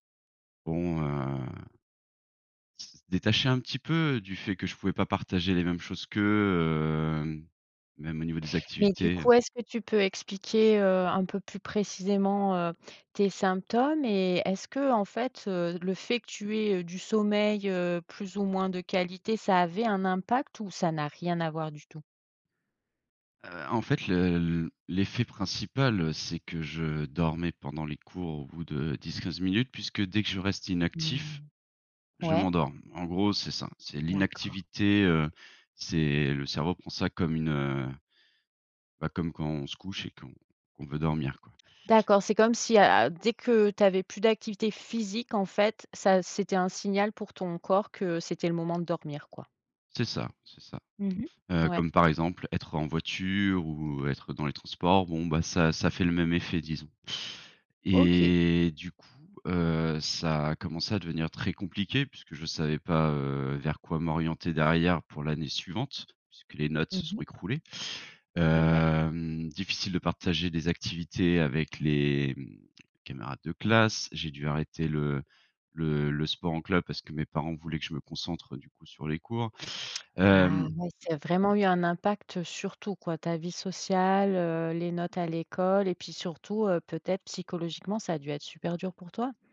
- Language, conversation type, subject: French, podcast, Quel est le moment où l’écoute a tout changé pour toi ?
- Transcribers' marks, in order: stressed: "physique"; drawn out: "Et"